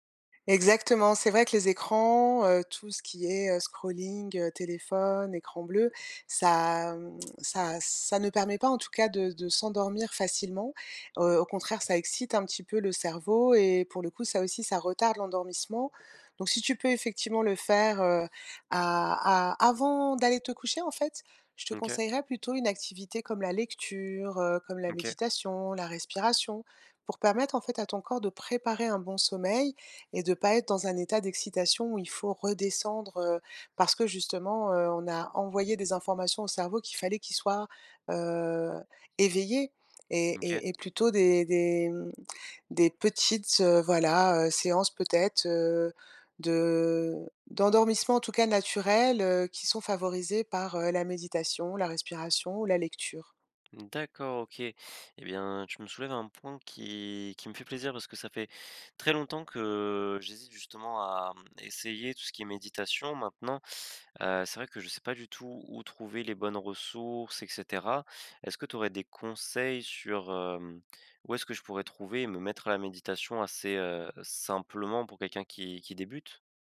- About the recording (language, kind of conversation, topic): French, advice, Comment puis-je optimiser mon énergie et mon sommeil pour travailler en profondeur ?
- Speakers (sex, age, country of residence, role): female, 50-54, France, advisor; male, 20-24, France, user
- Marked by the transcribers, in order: none